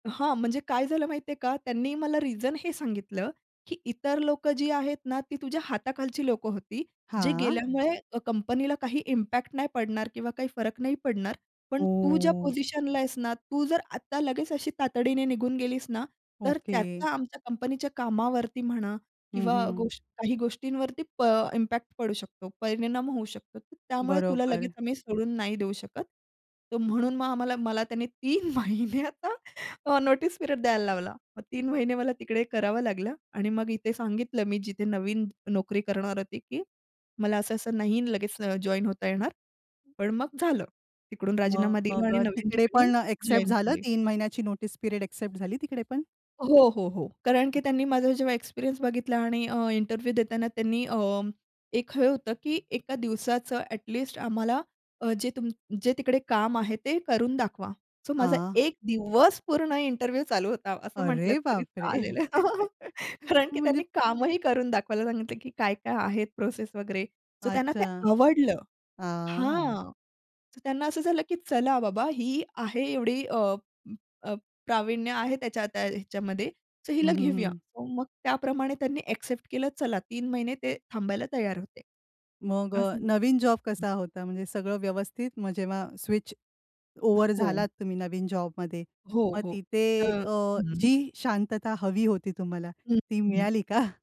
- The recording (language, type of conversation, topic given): Marathi, podcast, नोकरी बदलावी की त्याच ठिकाणी राहावी, हे तू कसे ठरवतोस?
- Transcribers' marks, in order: tapping; in English: "इम्पॅक्ट"; drawn out: "ओह!"; in English: "इम्पॅक्ट"; laughing while speaking: "तीन महिन्याचं"; in English: "नोटीस पिरियड"; in English: "नोटीस पिरियड"; other background noise; in English: "इंटरव्ह्यू"; stressed: "दिवस"; in English: "इंटरव्ह्यू"; surprised: "अरे बापरे!"; chuckle; laugh; laughing while speaking: "का?"